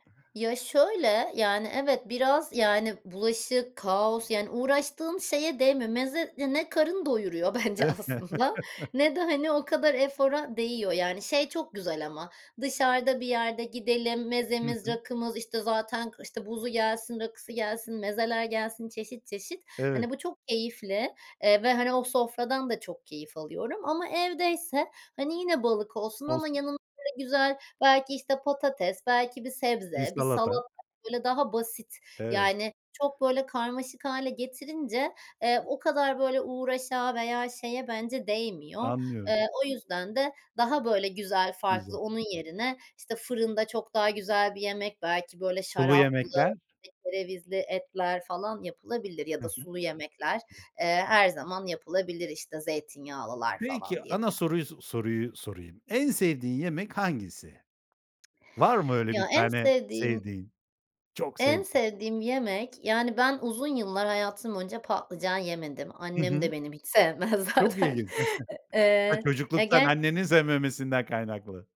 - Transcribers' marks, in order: laughing while speaking: "bence aslında"; chuckle; other background noise; unintelligible speech; laughing while speaking: "sevmez zaten"; chuckle
- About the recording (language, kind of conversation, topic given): Turkish, podcast, Yemek yapmayı bir hobi olarak görüyor musun ve en sevdiğin yemek hangisi?